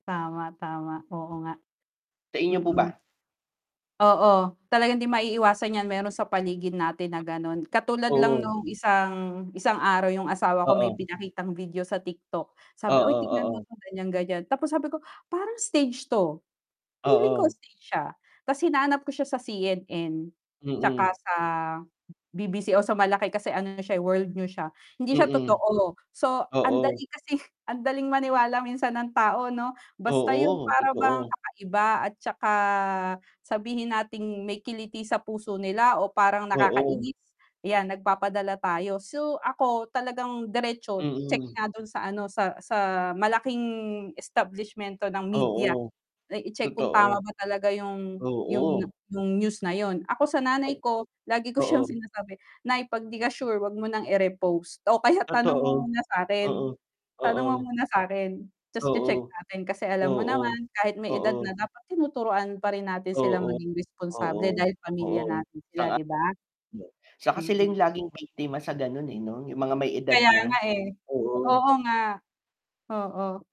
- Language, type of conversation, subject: Filipino, unstructured, Paano mo mahihikayat ang iba na maging responsable sa pagbabahagi ng impormasyon?
- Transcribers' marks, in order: static; mechanical hum; distorted speech; bird; other background noise